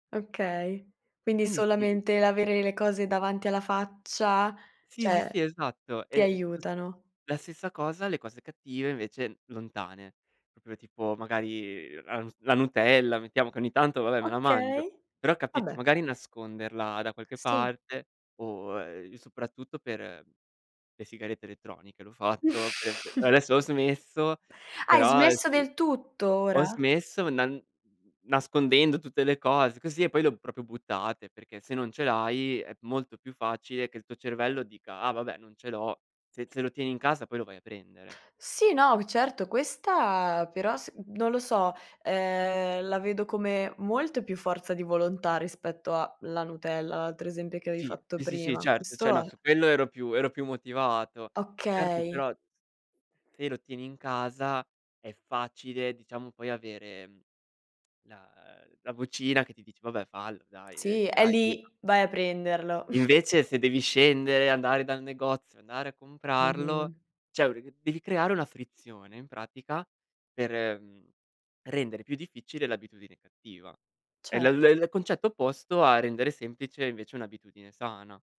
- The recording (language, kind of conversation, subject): Italian, podcast, Come costruisci abitudini sane per migliorare ogni giorno?
- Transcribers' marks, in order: "cioè" said as "ceh"; "proprio" said as "propio"; chuckle; "proprio" said as "propio"; "cioè" said as "ceh"; unintelligible speech; chuckle; "cioè" said as "ceh"; unintelligible speech; other background noise